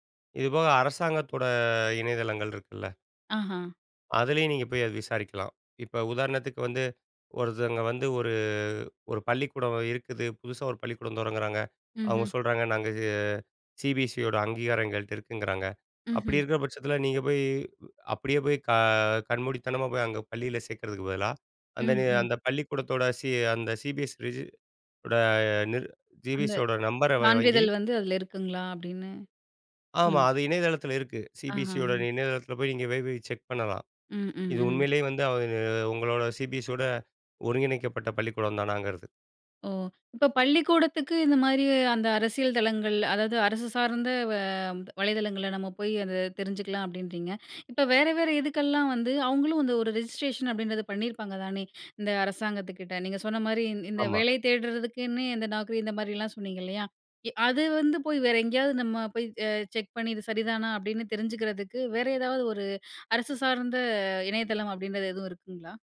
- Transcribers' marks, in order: other background noise; in English: "ரெஜிஸ்ட்ரேஷன்"; tapping
- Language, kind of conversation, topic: Tamil, podcast, வலைவளங்களிலிருந்து நம்பகமான தகவலை நீங்கள் எப்படித் தேர்ந்தெடுக்கிறீர்கள்?